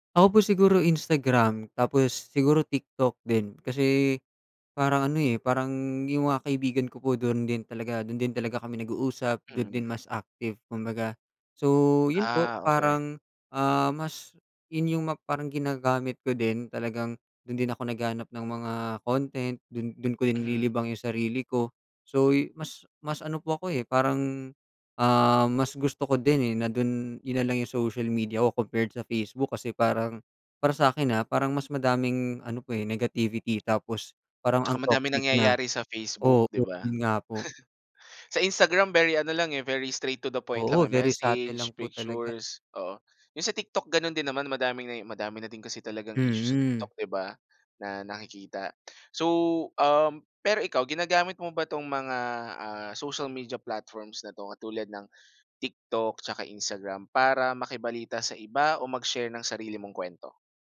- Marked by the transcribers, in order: tapping; chuckle; in English: "very straight to the point"
- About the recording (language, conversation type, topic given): Filipino, podcast, Ano ang papel ng midyang panlipunan sa pakiramdam mo ng pagkakaugnay sa iba?